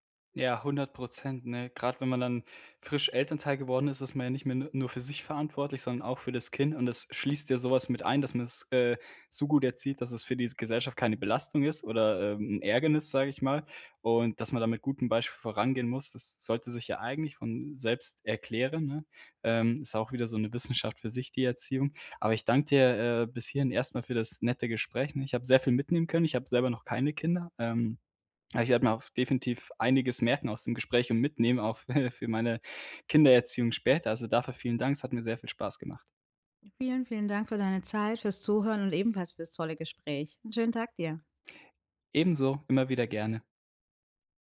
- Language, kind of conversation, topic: German, podcast, Wie bringst du Kindern Worte der Wertschätzung bei?
- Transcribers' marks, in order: chuckle